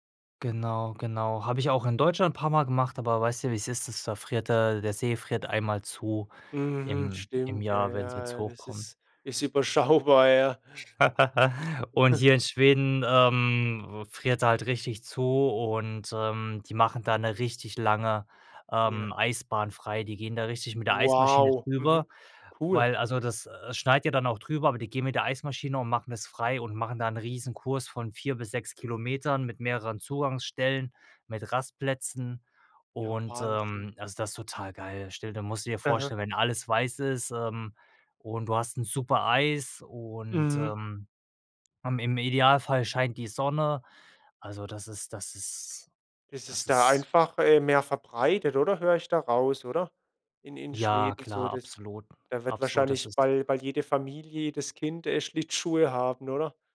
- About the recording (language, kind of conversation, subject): German, podcast, Was war dein schönstes Outdoor-Abenteuer, und was hat es so besonders gemacht?
- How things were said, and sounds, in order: laughing while speaking: "überschaubar"; giggle; chuckle; surprised: "Wow"